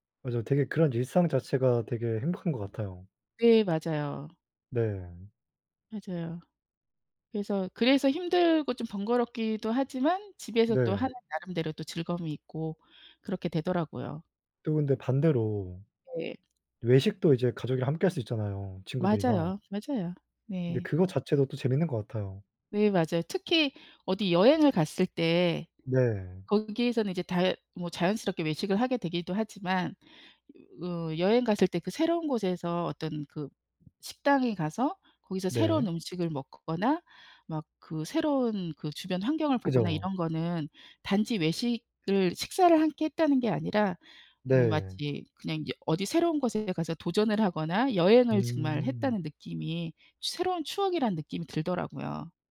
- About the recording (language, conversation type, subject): Korean, unstructured, 집에서 요리해 먹는 것과 외식하는 것 중 어느 쪽이 더 좋으신가요?
- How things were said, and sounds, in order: other background noise; tapping